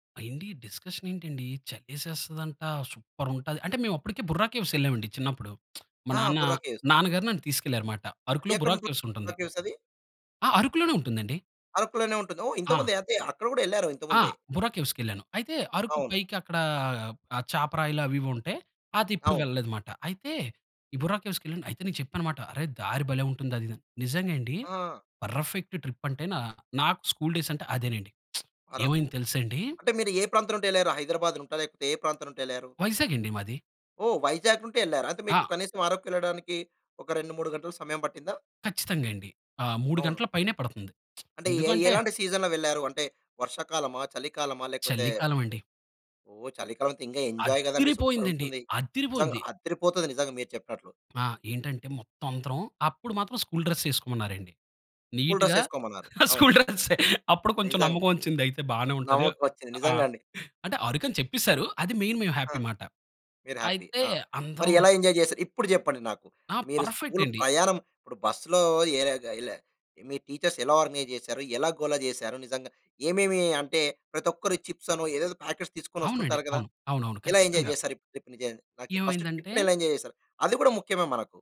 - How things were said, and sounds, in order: in English: "డిస్కషన్"; in English: "సూపర్"; lip smack; in English: "పర్‌ఫెక్ట్ ట్రిప్"; in English: "స్కూల్ డేస్"; lip smack; in English: "సీజన్‌లో"; in English: "ఎంజాయ్"; in English: "సూపర్"; in English: "స్కూల్ డ్రెస్"; laughing while speaking: "స్కూల్ డ్రెస్"; in English: "స్కూల్ డ్రెస్"; in English: "మెయిన్"; in English: "హ్యాపీ"; in English: "హ్యాపీ"; in English: "ఎంజాయ్"; in English: "స్కూల్"; in English: "పర్‌ఫెక్ట్"; in English: "టీచర్స్"; in English: "ఆర్గనైజ్"; in English: "చిప్స్"; in English: "ప్యాకెట్స్"; in English: "ఎంజాయ్"; in English: "ట్రిప్‌ని, ఫస్ట్ ట్రిప్‌ని"; in English: "ఎంజాయ్"
- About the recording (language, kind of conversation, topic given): Telugu, podcast, నీ చిన్ననాటి పాఠశాల విహారయాత్రల గురించి నీకు ఏ జ్ఞాపకాలు గుర్తున్నాయి?